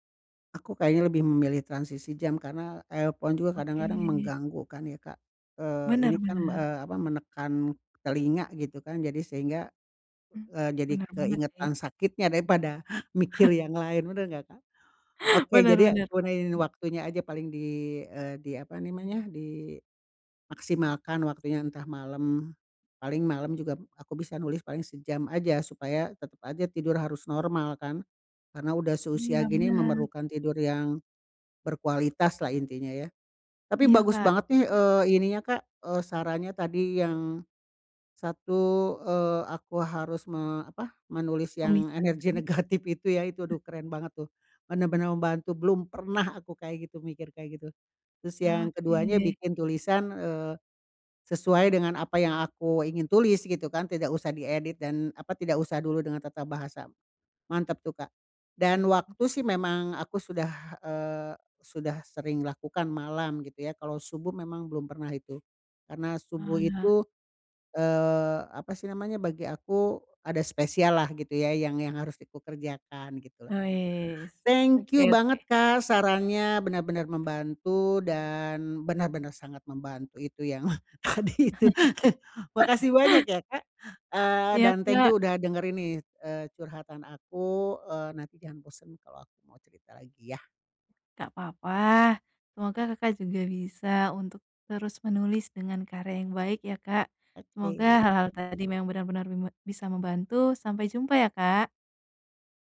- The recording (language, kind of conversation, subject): Indonesian, advice, Mengurangi kekacauan untuk fokus berkarya
- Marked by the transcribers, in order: in English: "earphone"; chuckle; other background noise; stressed: "pernah"; in English: "Thank you"; laughing while speaking: "tadi itu"; laugh; in English: "thank you"